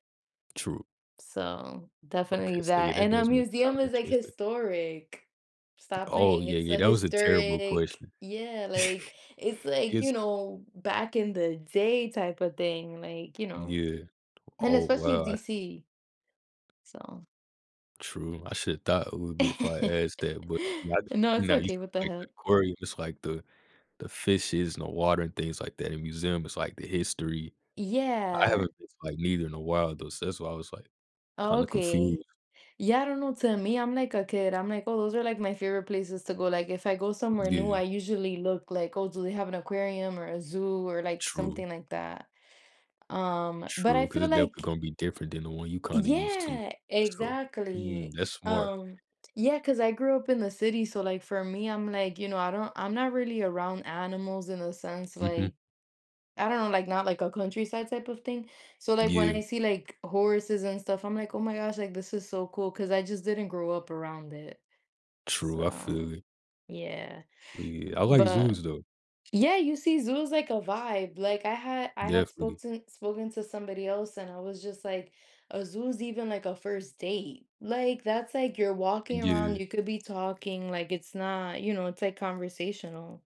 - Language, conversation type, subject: English, unstructured, What are some common travel scams and how can you protect yourself while exploring new places?
- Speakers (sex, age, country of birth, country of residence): female, 30-34, United States, United States; male, 20-24, United States, United States
- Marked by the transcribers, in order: chuckle; other background noise; laugh